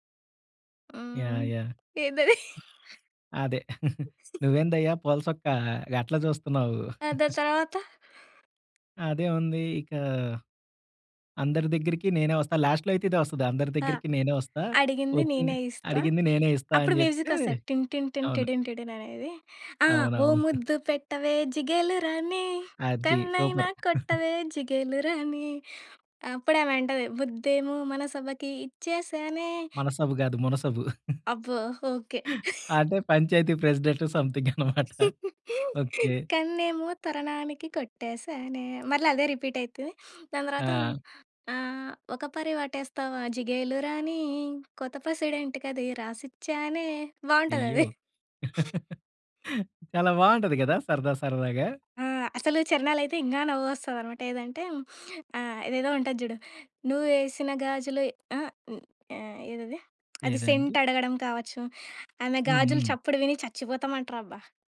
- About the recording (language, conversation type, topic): Telugu, podcast, ఏ పాట వినగానే మీకు ఏడుపు వచ్చేదిగా లేదా మనసు కలతపడేదిగా అనిపిస్తుంది?
- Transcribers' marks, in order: other background noise; giggle; giggle; in English: "లాస్ట్‌లో"; in English: "మ్యూజిక్"; singing: "టిన్ టిన్ టిన్ టిడిన్ టిడిన్"; giggle; singing: "ఓ ముద్దు పెట్టవే జిగేలురాణి కన్నైనా కొట్టవే జిగేలురాణి"; in English: "సూపర్!"; giggle; singing: "ముద్దేమో మనసబకి ఇచ్చేసానే"; giggle; in English: "ప్రెసిడెంట్"; giggle; singing: "కన్నేమో తరణానికి కొట్టేసానే"; "కరణానికి" said as "తరణానికి"; giggle; in English: "రిపీట్"; sniff; singing: "ఒక పరి వాటేస్తావా జిగేలు రాణి, కొత్త పెసిడెంటుకది రాసిచ్చానే"; giggle; other noise; lip smack; in English: "సెంట్"